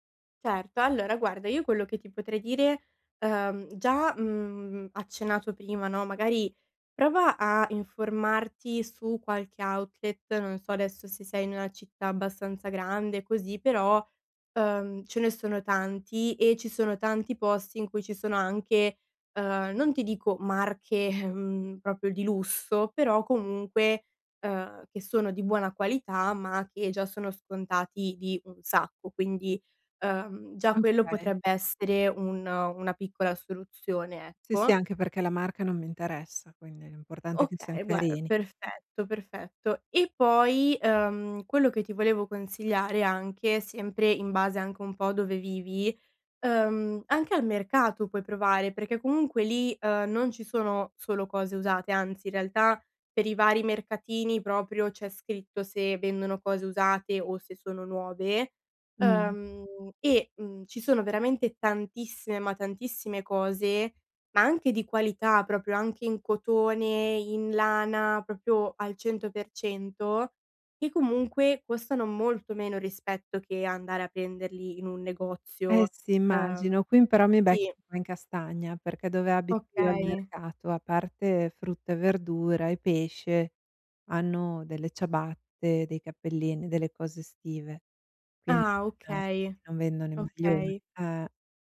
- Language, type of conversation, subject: Italian, advice, Come posso acquistare prodotti di qualità senza spendere troppo?
- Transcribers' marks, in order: other background noise; laughing while speaking: "ehm"